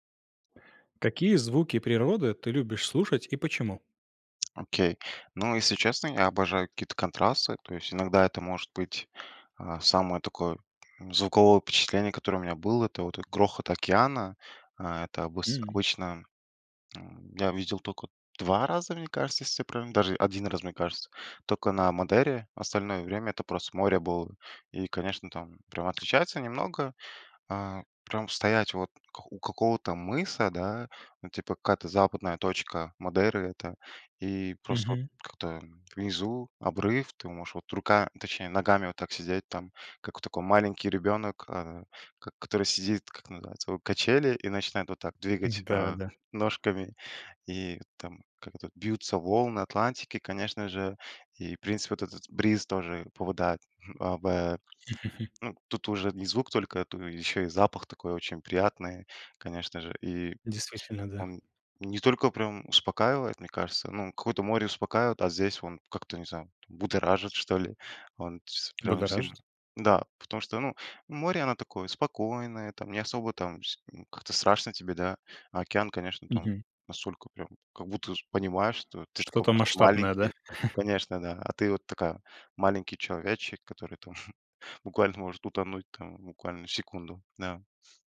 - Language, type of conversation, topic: Russian, podcast, Какие звуки природы тебе нравятся слушать и почему?
- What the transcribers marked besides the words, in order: chuckle; giggle; tapping; chuckle; chuckle